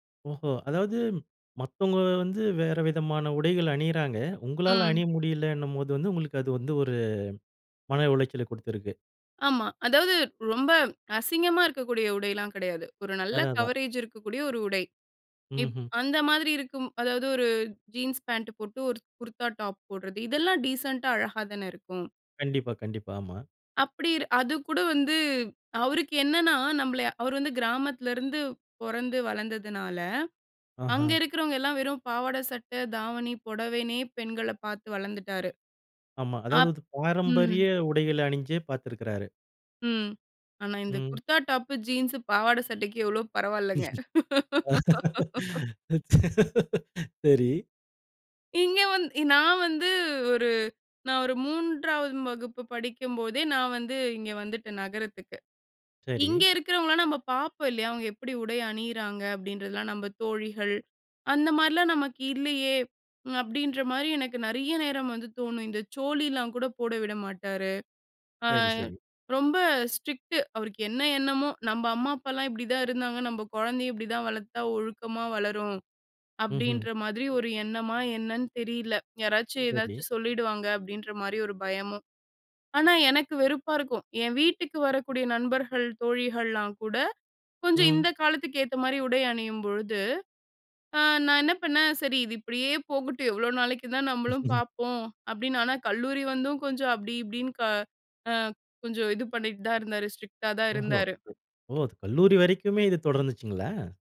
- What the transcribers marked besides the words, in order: drawn out: "ஒரு"; in English: "கவரேஜ்"; horn; laugh; in English: "ஸ்ட்ரிக்ட்"; chuckle; chuckle; in English: "ஸ்ட்ரிக்ட்டா"; other noise
- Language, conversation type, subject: Tamil, podcast, புதிய தோற்றம் உங்கள் உறவுகளுக்கு எப்படி பாதிப்பு கொடுத்தது?